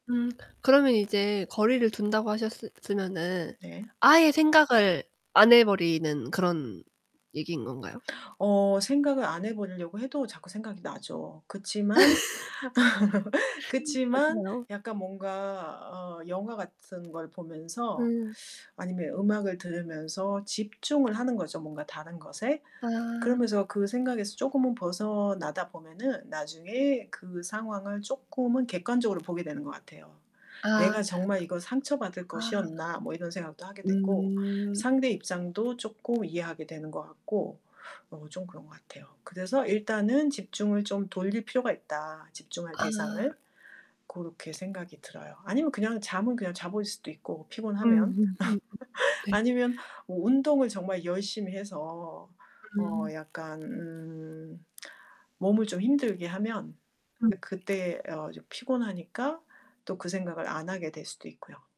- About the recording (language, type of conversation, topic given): Korean, podcast, 관계에서 상처를 받았을 때는 어떻게 회복하시나요?
- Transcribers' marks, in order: static; other background noise; background speech; laugh; distorted speech; laugh; laugh